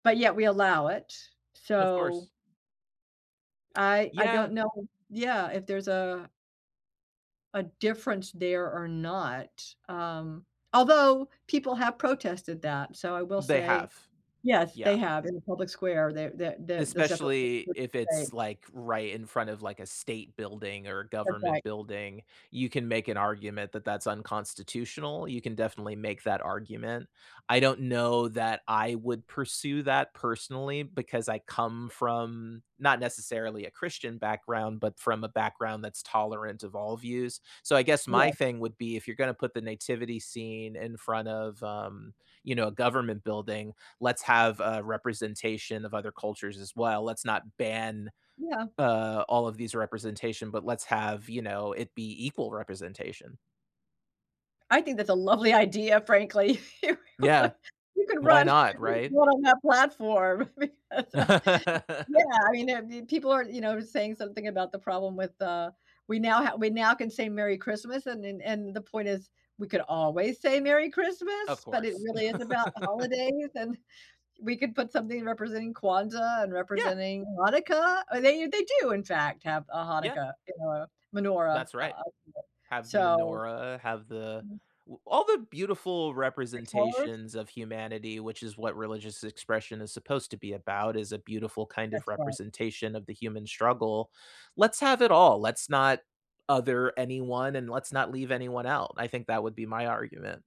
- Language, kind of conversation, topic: English, unstructured, How should we handle monuments that represent painful pasts?
- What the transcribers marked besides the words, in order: other background noise; tapping; unintelligible speech; laughing while speaking: "Here you could you could … platform because, uh"; chuckle; laugh; laugh; unintelligible speech